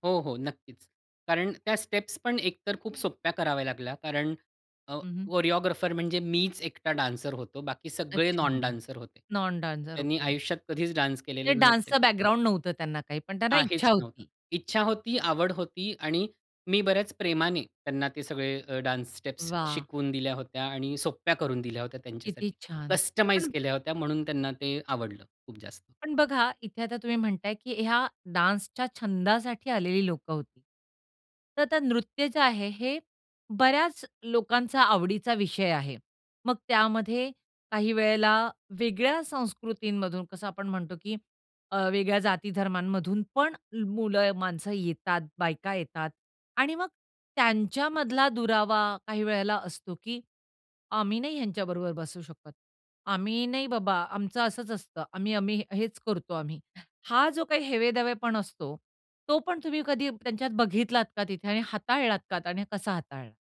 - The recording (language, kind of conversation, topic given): Marathi, podcast, छंदांमुळे तुम्हाला नवीन ओळखी आणि मित्र कसे झाले?
- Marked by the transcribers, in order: in English: "स्टेप्स"; in English: "कोरिओग्राफर"; in English: "डान्सर"; in English: "नॉन डान्सर"; in English: "नॉन डान्सर"; in English: "डान्स"; in English: "डान्सचं बॅकग्राउंड"; in English: "डान्स स्टेप्स"; other background noise; in English: "डान्सच्या"